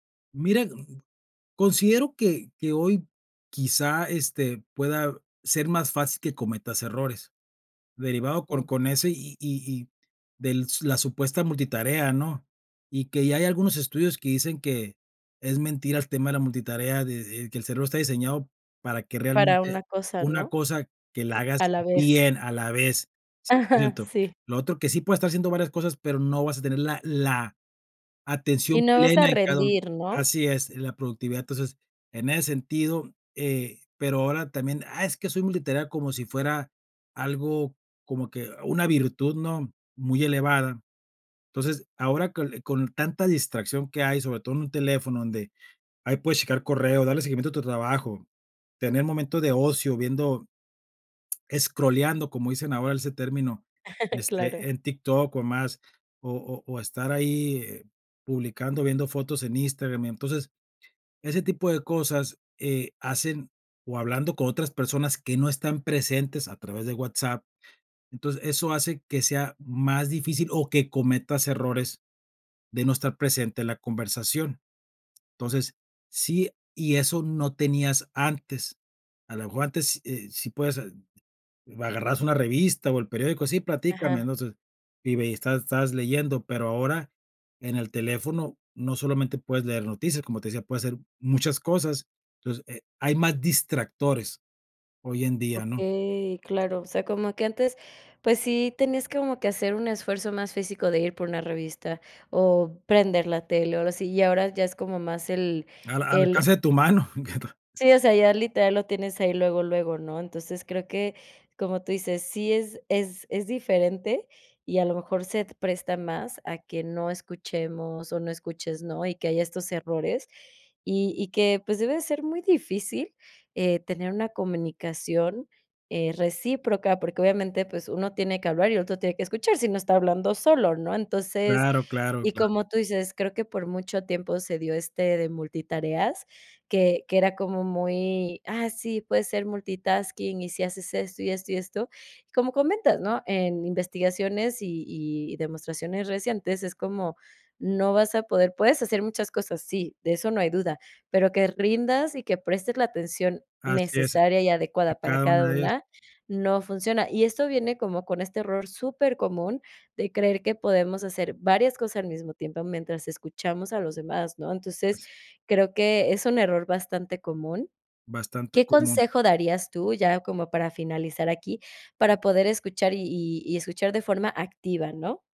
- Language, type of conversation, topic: Spanish, podcast, ¿Cuáles son los errores más comunes al escuchar a otras personas?
- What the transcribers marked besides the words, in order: tapping; laughing while speaking: "Ajá"; other background noise; chuckle; unintelligible speech